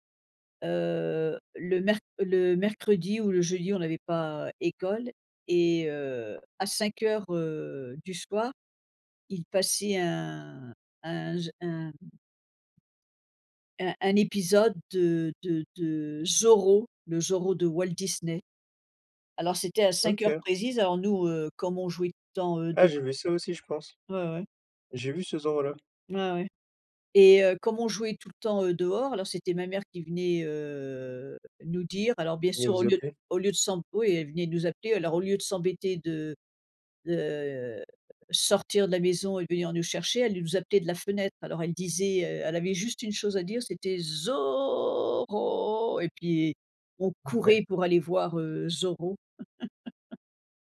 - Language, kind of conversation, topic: French, unstructured, Qu’est-ce que tu aimais faire quand tu étais plus jeune ?
- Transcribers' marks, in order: drawn out: "un"; stressed: "Zorro"; drawn out: "heu"; put-on voice: "Zorro !"; stressed: "courait"; chuckle